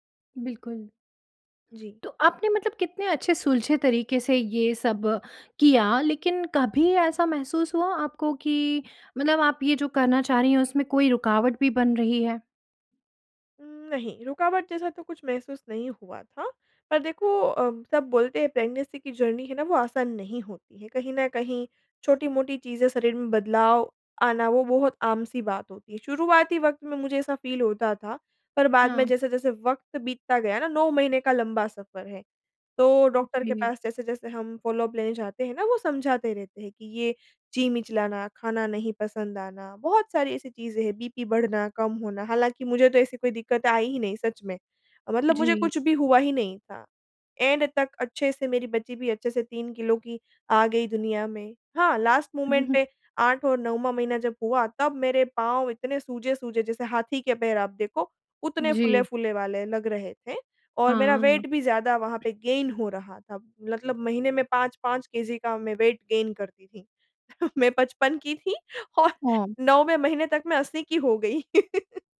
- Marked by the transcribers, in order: tapping; other background noise; in English: "प्रेगनेंसी"; in English: "जर्नी"; in English: "फ़ील"; in English: "फॉलो-अप"; in English: "एंड"; in English: "लास्ट मोमेंट"; in English: "वेट"; in English: "गेन"; in English: "केजी"; in English: "वेट गेन"; chuckle; chuckle
- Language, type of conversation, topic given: Hindi, podcast, क्या आपने कभी किसी आपातकाल में ठंडे दिमाग से काम लिया है? कृपया एक उदाहरण बताइए।